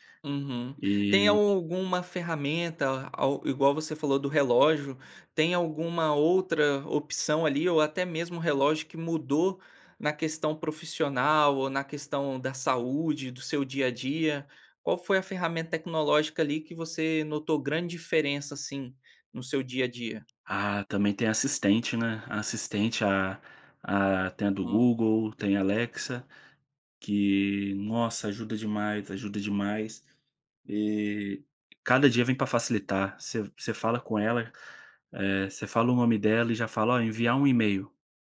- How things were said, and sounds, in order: none
- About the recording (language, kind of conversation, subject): Portuguese, podcast, Como a tecnologia mudou o seu dia a dia?